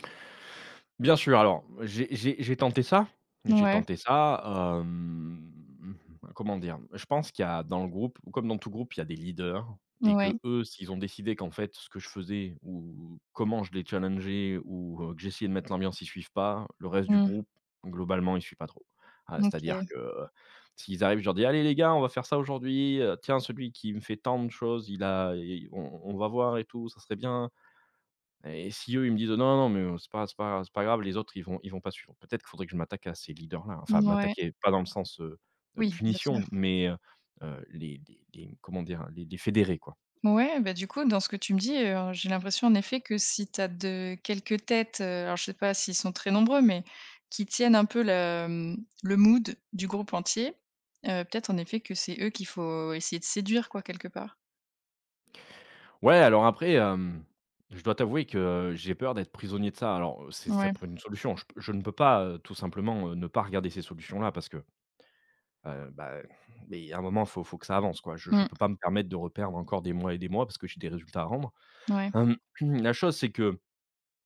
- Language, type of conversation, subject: French, advice, Comment puis-je me responsabiliser et rester engagé sur la durée ?
- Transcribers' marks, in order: drawn out: "hem"; tapping; throat clearing